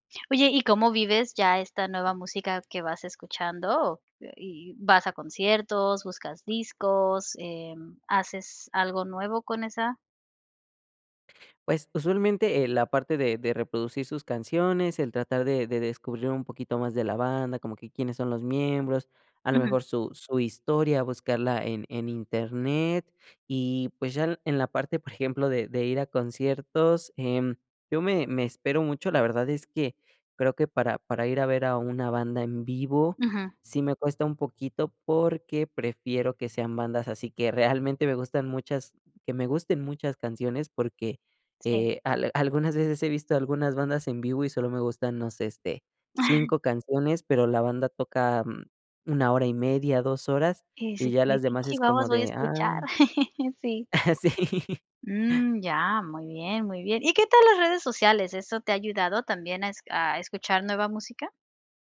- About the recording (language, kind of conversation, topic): Spanish, podcast, ¿Cómo descubres nueva música hoy en día?
- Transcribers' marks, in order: other background noise; chuckle; laugh; laughing while speaking: "Sí"